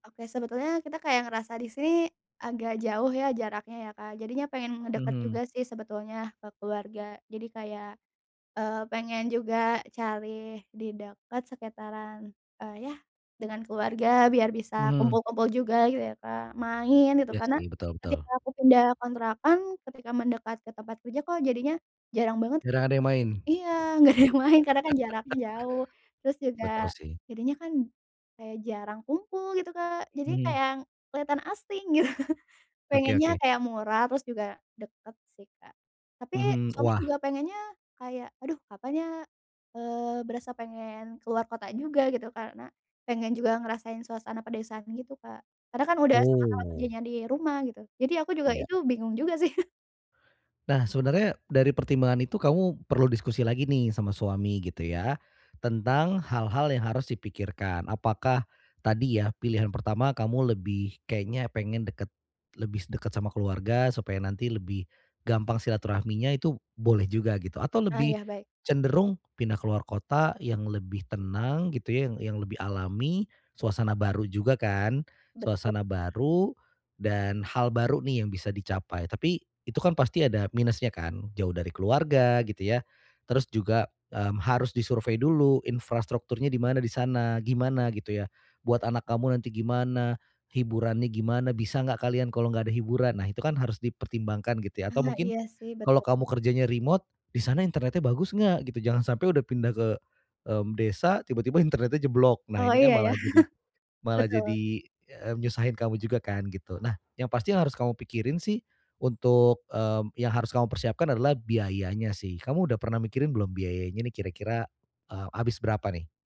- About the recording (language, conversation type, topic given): Indonesian, advice, Bagaimana cara membuat anggaran pindah rumah yang realistis?
- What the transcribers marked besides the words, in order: laughing while speaking: "gak ada"; chuckle; laughing while speaking: "gitu"; tapping; laughing while speaking: "sih"; chuckle